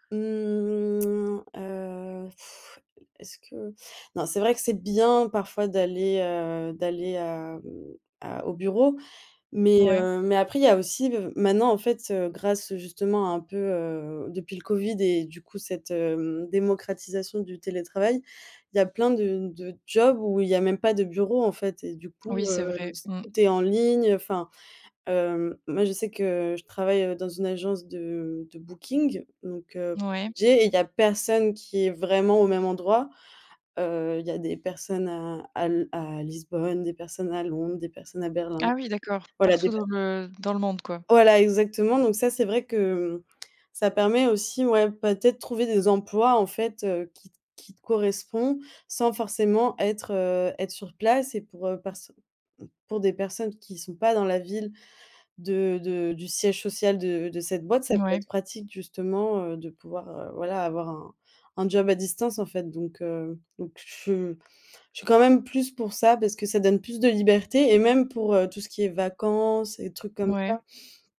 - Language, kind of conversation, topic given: French, podcast, Que penses-tu, honnêtement, du télétravail à temps plein ?
- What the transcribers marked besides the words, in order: other background noise; drawn out: "Mmh"; scoff; stressed: "bien"; tapping; unintelligible speech